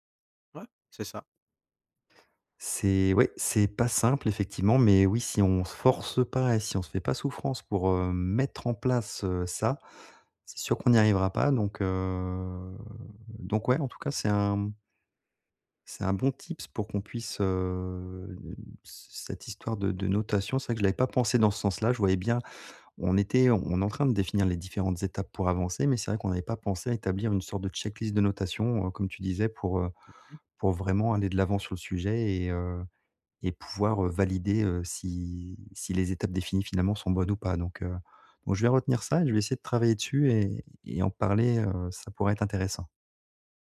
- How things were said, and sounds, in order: drawn out: "heu"; in English: "tips"
- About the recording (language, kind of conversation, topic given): French, advice, Comment puis-je filtrer et prioriser les idées qui m’inspirent le plus ?